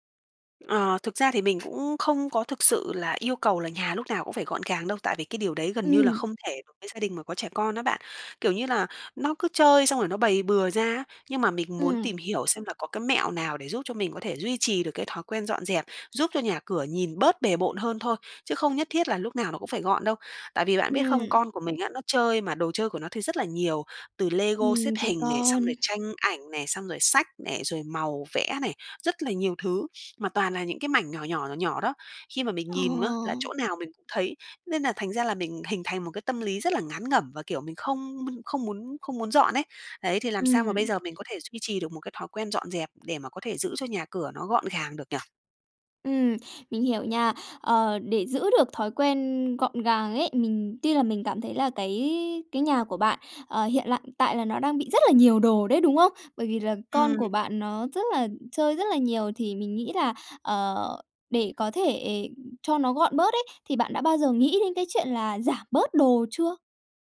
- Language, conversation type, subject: Vietnamese, advice, Làm thế nào để xây dựng thói quen dọn dẹp và giữ nhà gọn gàng mỗi ngày?
- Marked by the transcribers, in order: other background noise; tapping